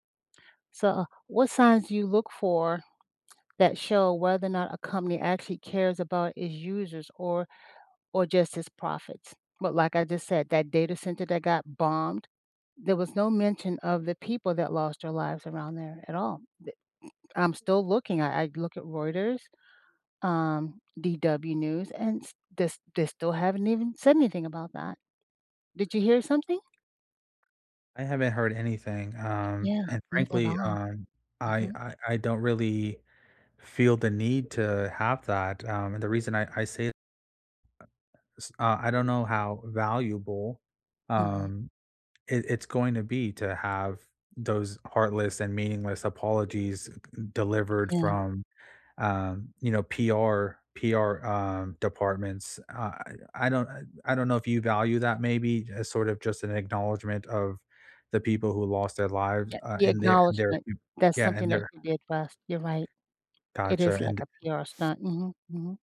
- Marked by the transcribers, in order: tapping; other background noise; other noise
- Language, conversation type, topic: English, unstructured, Do you think tech companies care about user well-being?
- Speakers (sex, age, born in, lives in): female, 25-29, United States, United States; male, 30-34, United States, United States